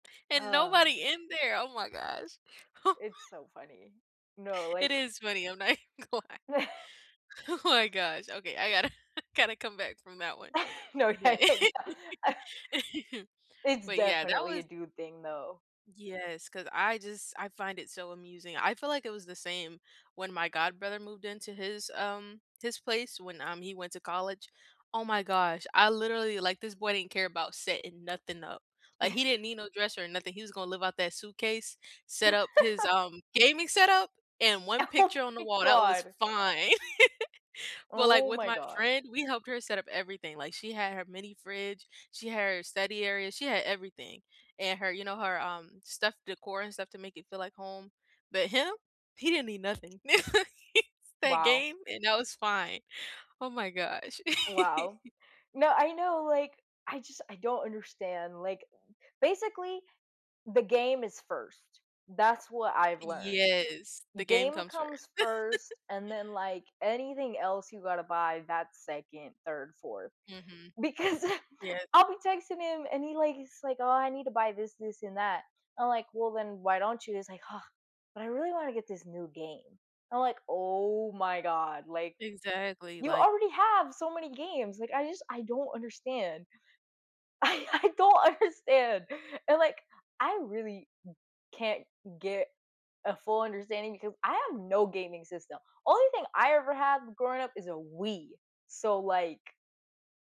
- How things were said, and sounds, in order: chuckle; chuckle; background speech; laughing while speaking: "even gonna lie. Oh"; chuckle; laughing while speaking: "No, yeah, yeah, yeah"; chuckle; tapping; chuckle; chuckle; laugh; laughing while speaking: "Oh my"; chuckle; chuckle; chuckle; chuckle; laughing while speaking: "because"; laughing while speaking: "I I don't understand"
- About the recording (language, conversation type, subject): English, unstructured, What simple ways can you build trust and feel heard in your relationship?
- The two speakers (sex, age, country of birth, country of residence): female, 18-19, United States, United States; female, 18-19, United States, United States